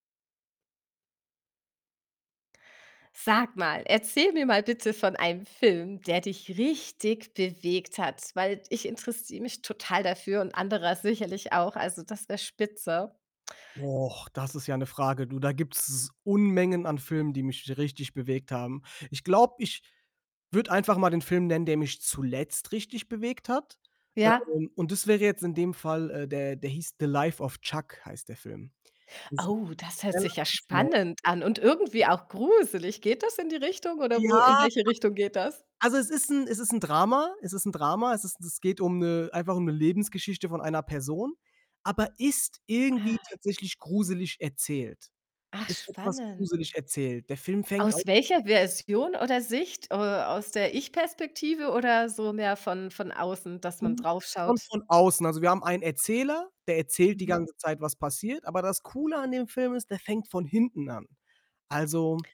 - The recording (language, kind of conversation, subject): German, podcast, Welcher Film hat dich besonders bewegt?
- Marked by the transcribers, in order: other background noise; unintelligible speech; distorted speech; unintelligible speech